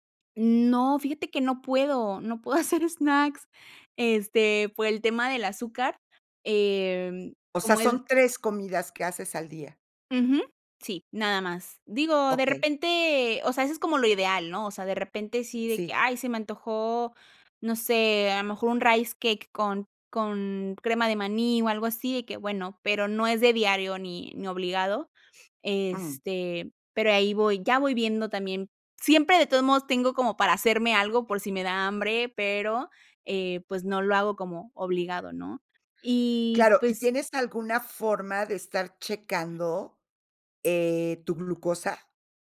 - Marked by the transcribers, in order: laughing while speaking: "hacer snacks"; other background noise; in English: "Rice Cake"
- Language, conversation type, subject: Spanish, podcast, ¿Cómo te organizas para comer más sano cada semana?